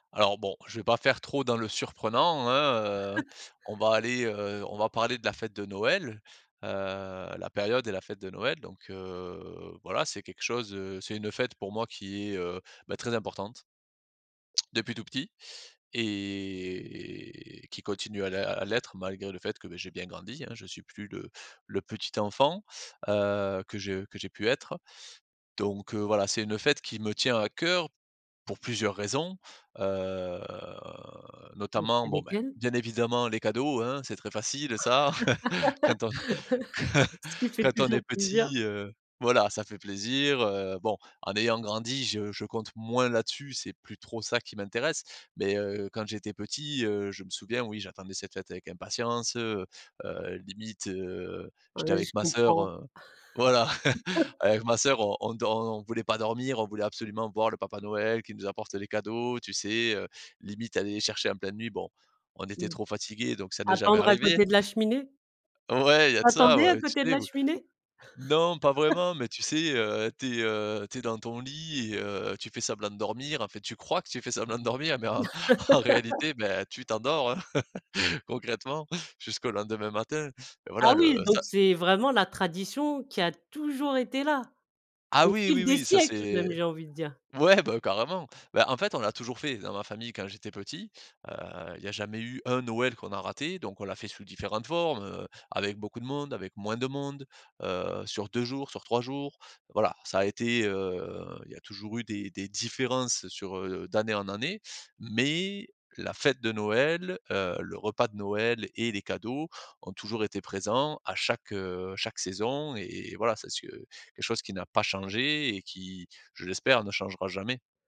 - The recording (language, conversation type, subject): French, podcast, Parle-moi d’une tradition familiale qui t’est chère
- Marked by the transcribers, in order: chuckle; drawn out: "heu"; tapping; drawn out: "et"; drawn out: "Heu"; chuckle; chuckle; chuckle; chuckle; chuckle